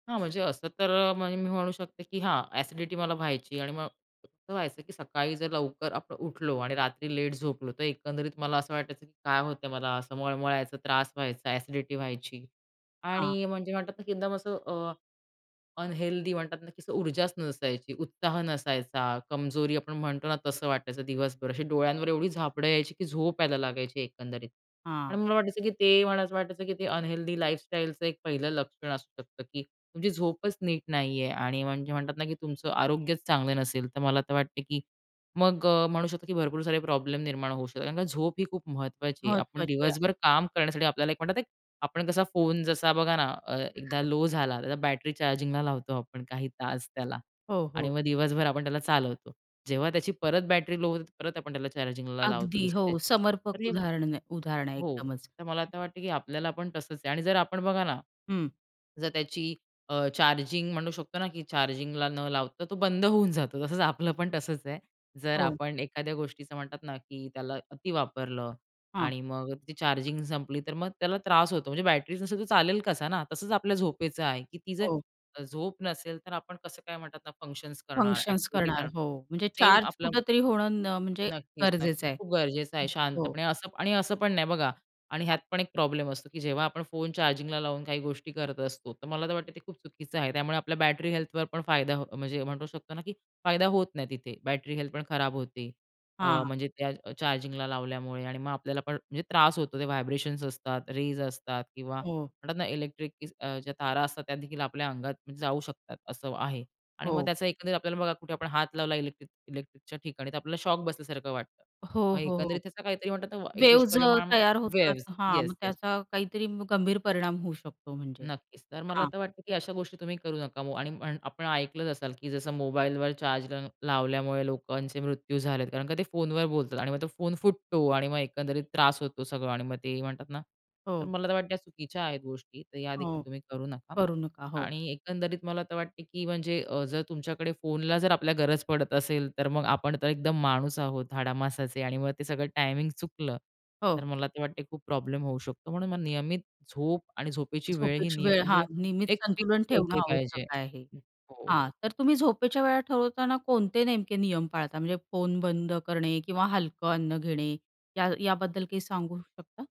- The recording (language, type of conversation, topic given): Marathi, podcast, नियमित वेळेला झोपल्यामुळे तुम्हाला काय फरक जाणवतो?
- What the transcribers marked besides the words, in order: tapping; in English: "अनहेल्दी"; in English: "अनहेल्दी"; in English: "फंक्शन्स"; in English: "फंक्शन्स"; in English: "चार्ज"; in English: "रेज"; unintelligible speech; in English: "वेव्हज"; in English: "वेव्हज"